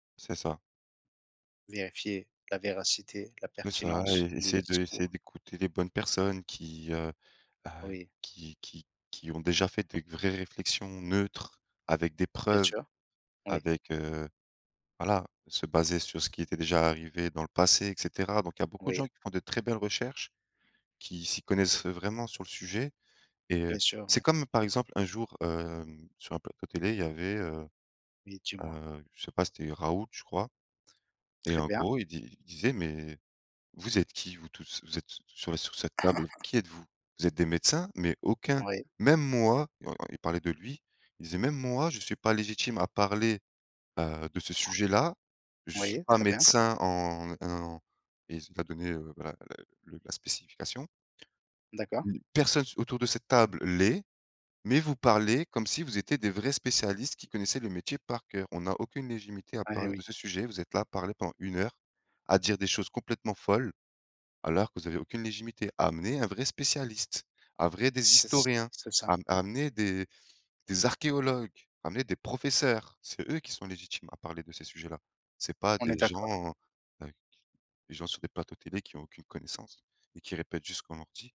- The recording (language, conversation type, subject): French, unstructured, Quel rôle les médias jouent-ils dans la formation de notre opinion ?
- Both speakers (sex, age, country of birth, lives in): male, 30-34, France, France; male, 30-34, France, France
- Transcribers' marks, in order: chuckle; other noise; "légitimité" said as "légimité"; "légitimité" said as "légimité"